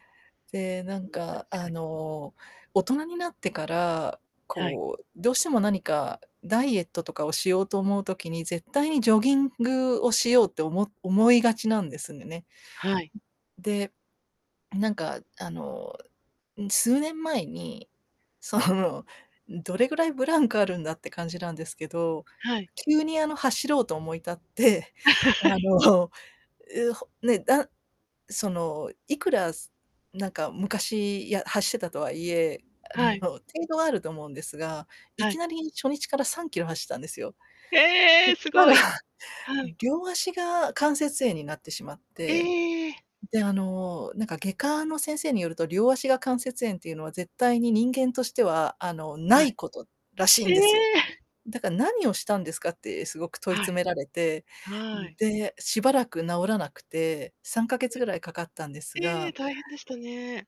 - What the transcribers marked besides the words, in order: static; laughing while speaking: "その"; laughing while speaking: "思い立って、あの"; laugh; distorted speech; unintelligible speech
- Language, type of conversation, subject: Japanese, unstructured, 運動を始めるきっかけは何ですか？